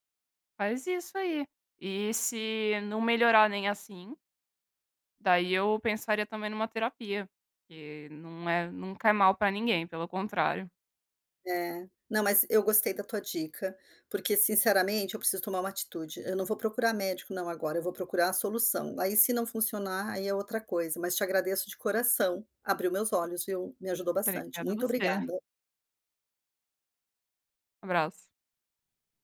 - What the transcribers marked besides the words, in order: tapping
- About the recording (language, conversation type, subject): Portuguese, advice, Como posso evitar perder noites de sono por trabalhar até tarde?